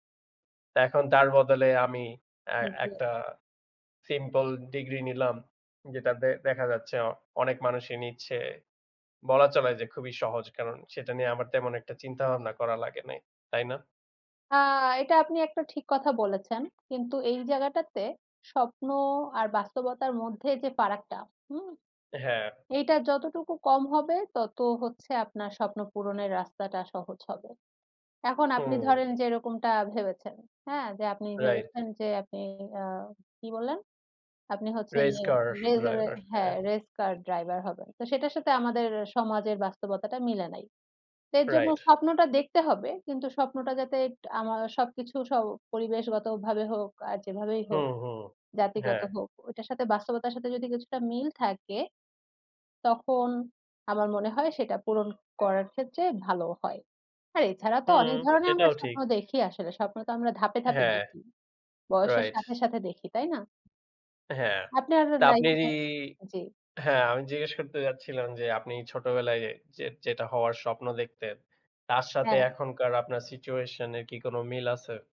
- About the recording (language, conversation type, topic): Bengali, unstructured, কেন অনেক সময় মানুষ স্বপ্নের বদলে সহজ পথ বেছে নেয়?
- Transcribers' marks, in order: unintelligible speech; other background noise; horn